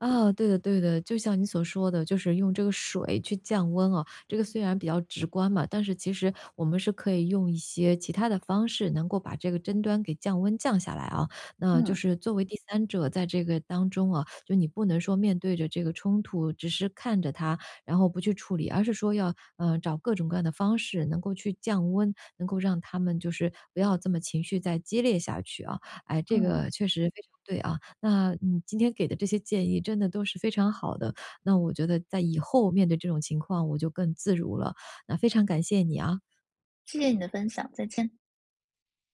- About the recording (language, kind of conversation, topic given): Chinese, advice, 如何在朋友聚会中妥善处理争吵或尴尬，才能不破坏气氛？
- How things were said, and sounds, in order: none